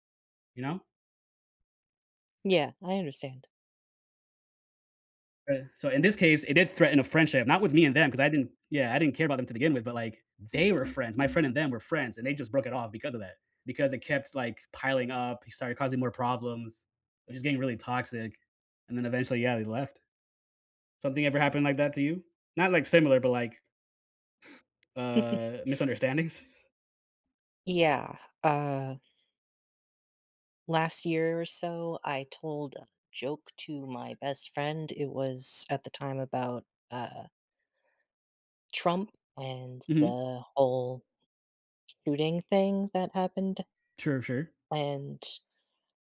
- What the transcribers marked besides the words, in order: tapping; other background noise; stressed: "they"; chuckle; other animal sound
- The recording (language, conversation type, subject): English, unstructured, What worries you most about losing a close friendship because of a misunderstanding?
- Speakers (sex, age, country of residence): male, 30-34, United States; male, 35-39, United States